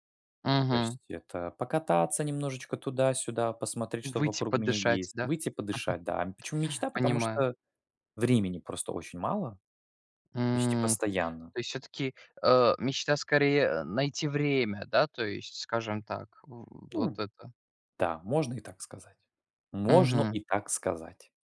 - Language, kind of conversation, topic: Russian, unstructured, Почему, по-вашему, мечты так важны для нас?
- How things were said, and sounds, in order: chuckle